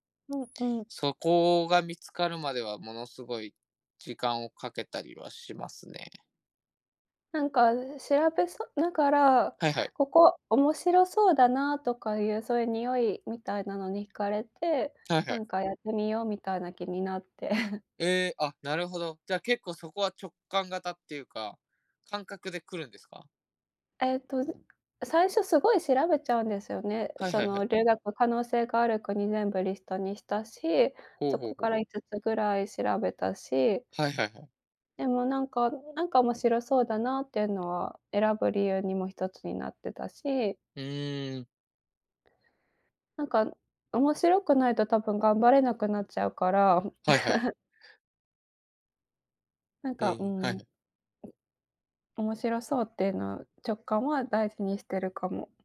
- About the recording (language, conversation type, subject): Japanese, unstructured, 将来、挑戦してみたいことはありますか？
- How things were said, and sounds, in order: chuckle; tapping; chuckle; other background noise